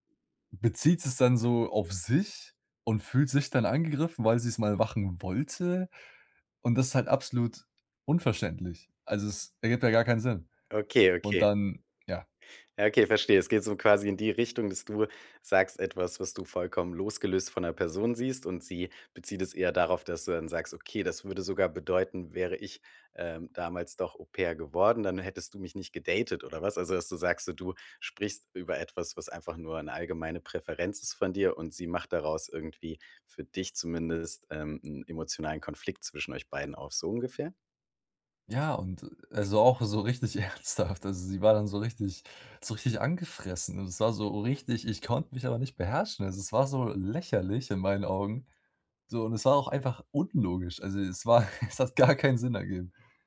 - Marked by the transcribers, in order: stressed: "sich"; stressed: "wollte"; laughing while speaking: "ernsthaft"; chuckle; laughing while speaking: "Es hat gar keinen"
- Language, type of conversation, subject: German, advice, Wie kann ich während eines Streits in meiner Beziehung gesunde Grenzen setzen und dabei respektvoll bleiben?